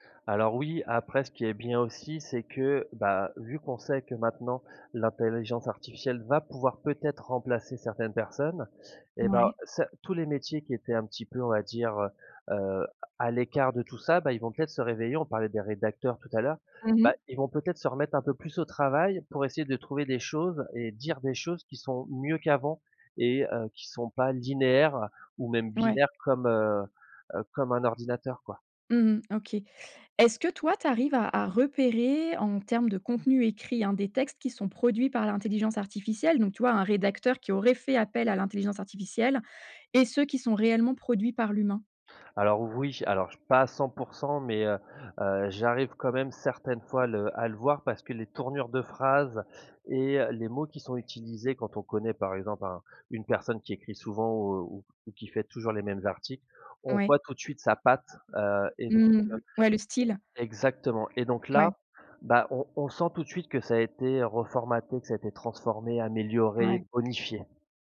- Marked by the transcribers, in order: none
- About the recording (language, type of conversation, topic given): French, podcast, Comment repères-tu si une source d’information est fiable ?